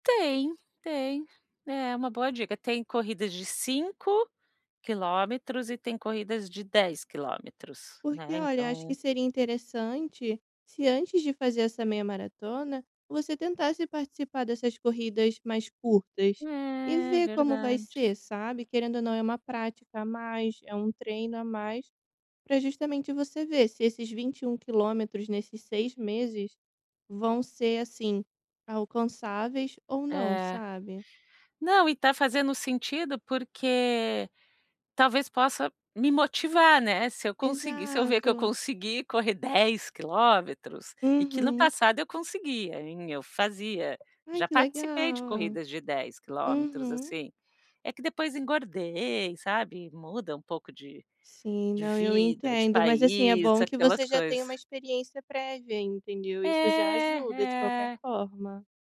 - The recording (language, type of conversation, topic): Portuguese, advice, Como posso definir metas, prazos e revisões regulares para manter a disciplina?
- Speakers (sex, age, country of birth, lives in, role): female, 25-29, Brazil, Italy, advisor; female, 45-49, Brazil, United States, user
- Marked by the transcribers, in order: tapping